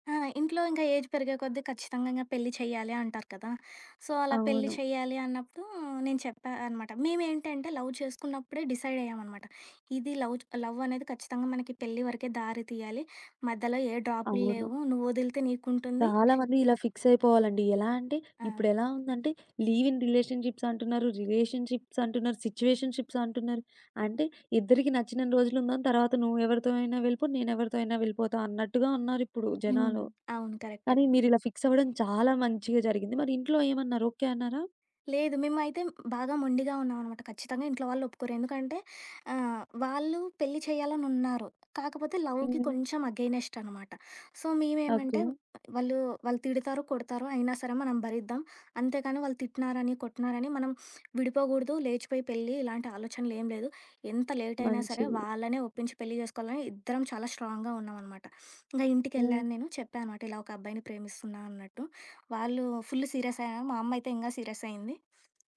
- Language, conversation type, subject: Telugu, podcast, మీ వివాహ దినాన్ని మీరు ఎలా గుర్తుంచుకున్నారు?
- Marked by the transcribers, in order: in English: "ఏజ్"; in English: "సో"; in English: "లవ్"; other background noise; in English: "లీవ్ ఇన్"; in English: "కరక్ట్"; tapping; in English: "లవ్‌కి"; in English: "అగైనెస్ట్"; in English: "సో"; in English: "లేట్"; in English: "స్ట్రాంగ్‌గా"